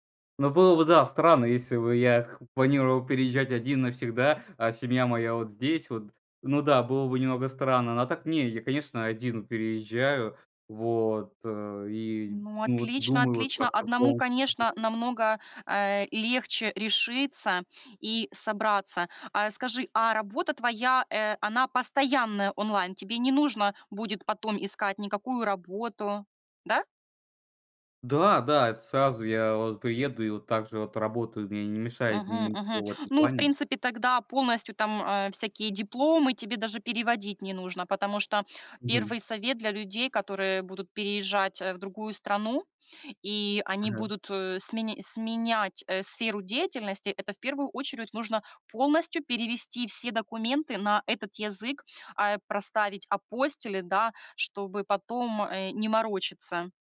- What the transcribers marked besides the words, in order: unintelligible speech
- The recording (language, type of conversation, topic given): Russian, advice, Как спланировать переезд в другой город или страну?
- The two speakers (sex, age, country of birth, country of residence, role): female, 35-39, Ukraine, Spain, advisor; male, 20-24, Russia, Estonia, user